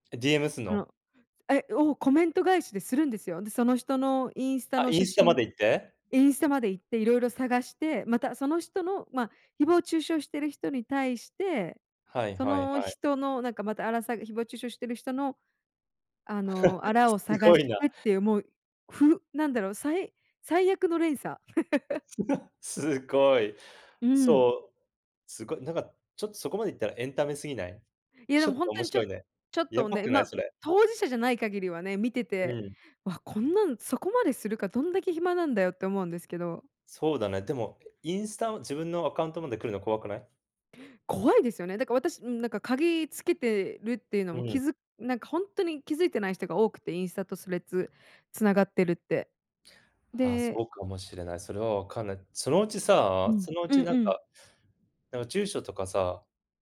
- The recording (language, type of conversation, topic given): Japanese, unstructured, SNSでの誹謗中傷はどうすれば減らせると思いますか？
- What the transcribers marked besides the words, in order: chuckle; laugh; other background noise; chuckle; other noise